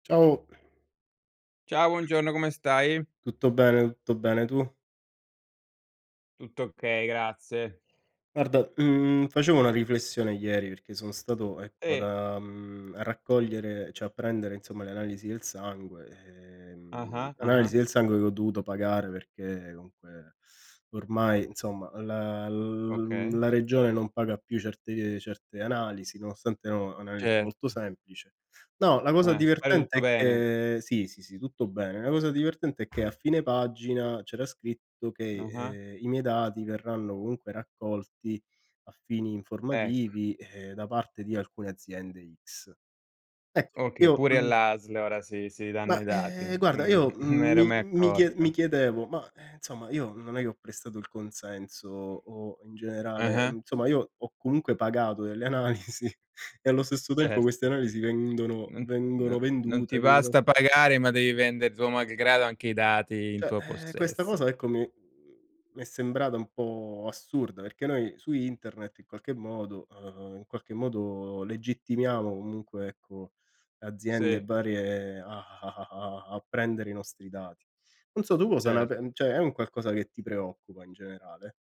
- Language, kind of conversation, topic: Italian, unstructured, Ti preoccupa la quantità di dati personali che viene raccolta online?
- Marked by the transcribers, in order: tapping; other background noise; "cioè" said as "ceh"; "insomma" said as "nzomma"; "insomma" said as "nzomma"; chuckle; "insomma" said as "nzomma"; laughing while speaking: "analisi"; "Cioè" said as "ceh"; "cioè" said as "ceh"